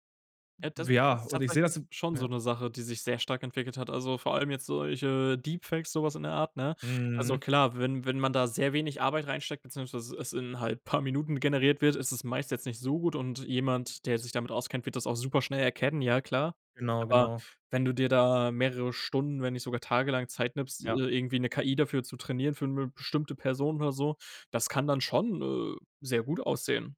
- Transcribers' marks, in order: in English: "Deepfakes"
- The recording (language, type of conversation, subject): German, podcast, Wie wird künstliche Intelligenz unsere Arbeit zu Hause und im Büro beeinflussen?
- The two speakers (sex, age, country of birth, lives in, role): male, 20-24, Germany, Germany, host; male, 30-34, Germany, Germany, guest